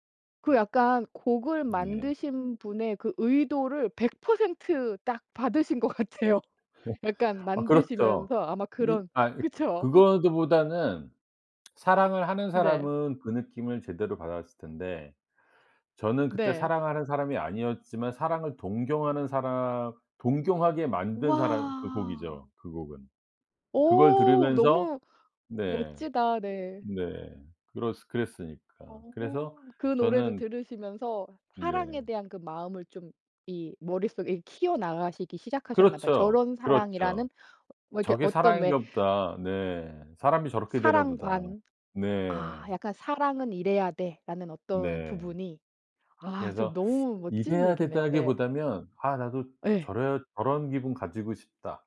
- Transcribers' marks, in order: laughing while speaking: "받으신 것 같아요"; laugh; tapping; "그거보다는" said as "그거드보다는"; laugh; background speech; other background noise; "된다기보다는" said as "된다기보다면"
- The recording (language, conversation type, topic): Korean, podcast, 다시 듣고 싶은 옛 노래가 있으신가요?